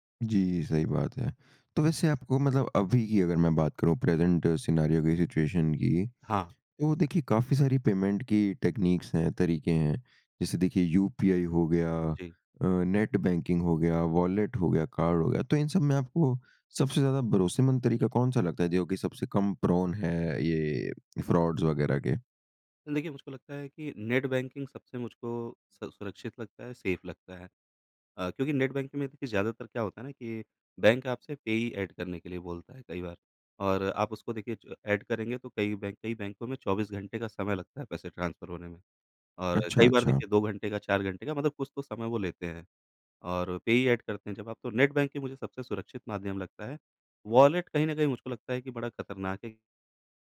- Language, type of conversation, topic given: Hindi, podcast, ऑनलाइन भुगतान करते समय आप कौन-कौन सी सावधानियाँ बरतते हैं?
- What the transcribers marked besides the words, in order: tapping; in English: "प्रेज़ेंट सिनेरियो"; in English: "सिचुएशन"; in English: "पेमेंट"; in English: "टेक्नीक्स"; in English: "प्रोन"; in English: "फ्रॉड्स"; in English: "सेफ़"; in English: "पेयी ऐड"; in English: "ऐड"; in English: "ट्रांसफ़र"; in English: "पेयी ऐड"